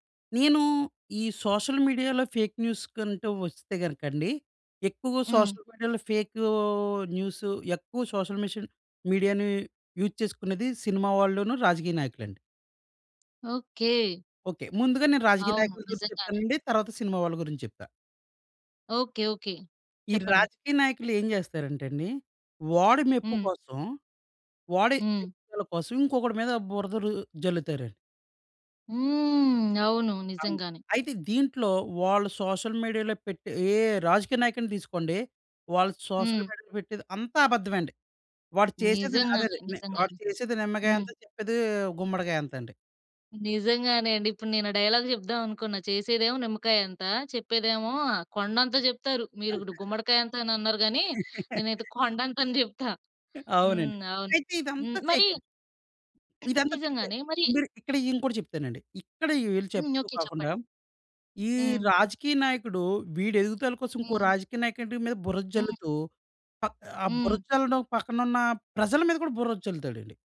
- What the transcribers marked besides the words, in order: in English: "సోషల్ మీడియాలో ఫేక్"; in English: "సోషల్ మీడియాలో ఫేక్ న్యూస్"; in English: "సోషల్ మిషాని మీడియాని"; drawn out: "హ్మ్"; in English: "సోషల్ మీడియాలో"; in English: "సోషల్ మీడియాలో"; other background noise; in English: "డైలాగ్"; laugh; in English: "ఫేక్"; throat clearing
- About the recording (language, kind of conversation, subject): Telugu, podcast, ఫేక్ న్యూస్‌ను మీరు ఎలా గుర్తిస్తారు?